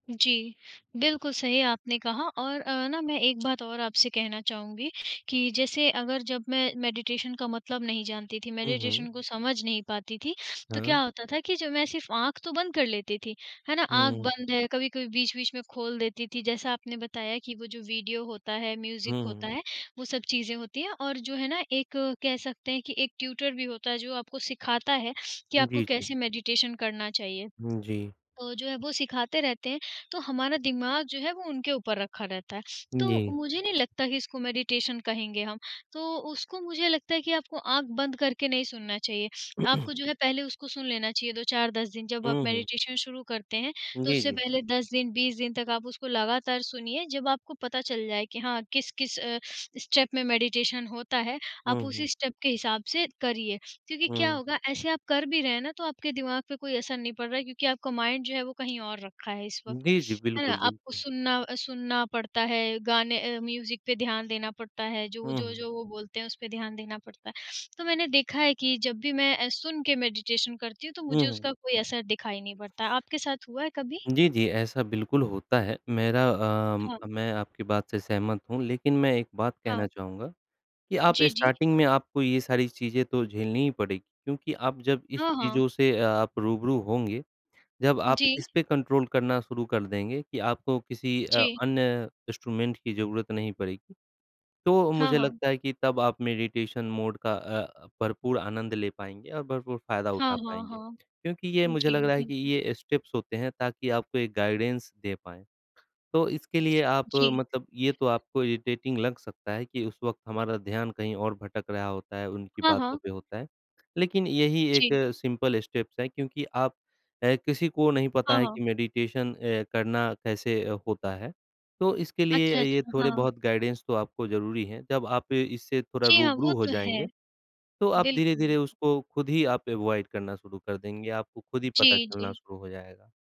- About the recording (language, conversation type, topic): Hindi, unstructured, क्या ध्यान सच में मदद करता है, और आपका अनुभव क्या है?
- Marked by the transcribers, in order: tapping; in English: "मेडिटेशन"; in English: "मेडिटेशन"; in English: "म्यूज़िक"; in English: "ट्यूटर"; in English: "मेडिटेशन"; in English: "मेडिटेशन"; other background noise; throat clearing; in English: "मेडिटेशन"; in English: "स्टेप"; in English: "मेडिटेशन"; in English: "स्टेप"; in English: "माइंड"; in English: "म्यूज़िक"; in English: "मेडिटेशन"; in English: "स्टार्टिंग"; in English: "कंट्रोल"; in English: "इंस्ट्रूमेंट"; in English: "मेडिटेशन मोड"; in English: "स्टेप्स"; in English: "गाइडेंस"; in English: "इरिटेटिंग"; in English: "सिंपल स्टेप्स"; in English: "मेडिटेशन"; in English: "गाइडेंस"; in English: "अवॉइड"